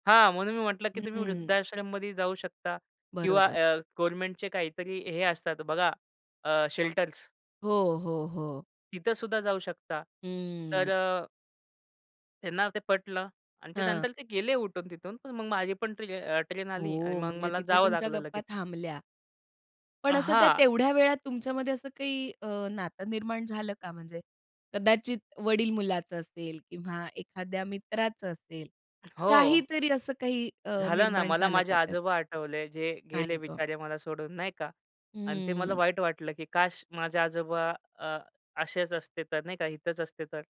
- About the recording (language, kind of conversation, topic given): Marathi, podcast, स्टेशनवर अनोळखी व्यक्तीशी झालेल्या गप्पांमुळे तुमच्या विचारांत किंवा निर्णयांत काय बदल झाला?
- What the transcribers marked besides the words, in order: in English: "शेल्टर्स"; tapping; sad: "काय गं"